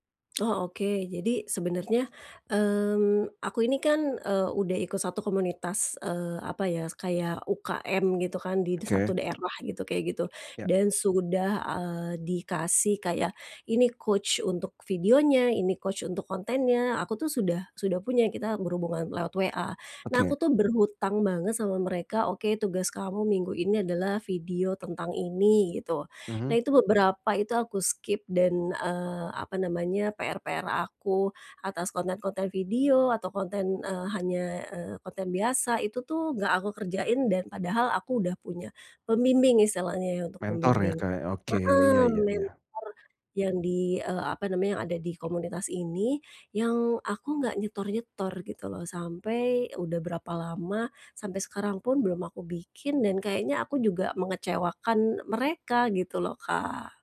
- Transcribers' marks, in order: in English: "coach"; in English: "coach"; other background noise; in English: "skip"; tapping
- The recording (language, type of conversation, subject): Indonesian, advice, Bagaimana cara berhenti menunda dan mulai menyelesaikan tugas?
- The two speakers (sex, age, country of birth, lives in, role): female, 45-49, Indonesia, Indonesia, user; male, 35-39, Indonesia, Indonesia, advisor